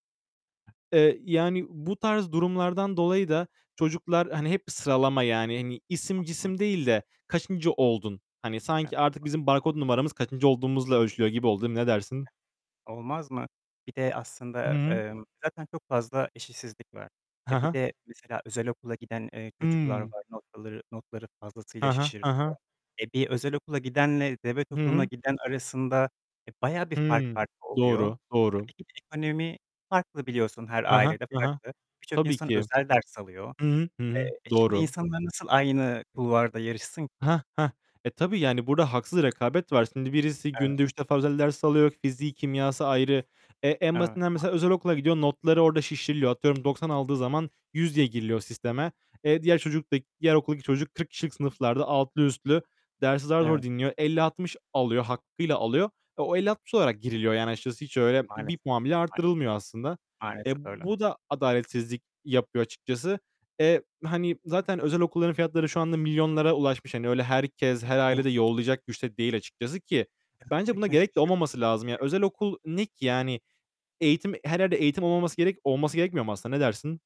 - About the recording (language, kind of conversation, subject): Turkish, unstructured, Eğitim sisteminde en çok neyi değiştirmek isterdin?
- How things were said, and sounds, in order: other background noise; distorted speech; unintelligible speech; static; tapping; unintelligible speech; unintelligible speech; unintelligible speech